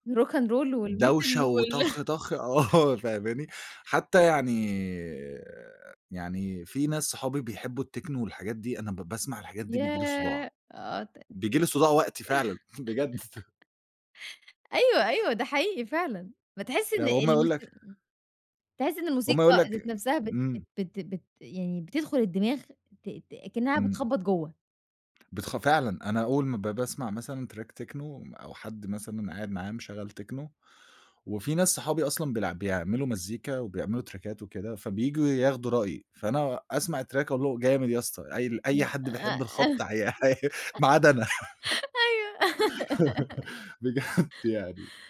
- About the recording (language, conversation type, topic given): Arabic, podcast, إزاي مزاجك بيحدد نوع الأغاني اللي بتسمعها؟
- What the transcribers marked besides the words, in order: other background noise; chuckle; giggle; chuckle; tapping; in English: "Track"; in English: "تراكات"; in English: "الTrack"; giggle; laughing while speaking: "أيوه"; laughing while speaking: "عي ما عدا أنا. بجد يعني"; giggle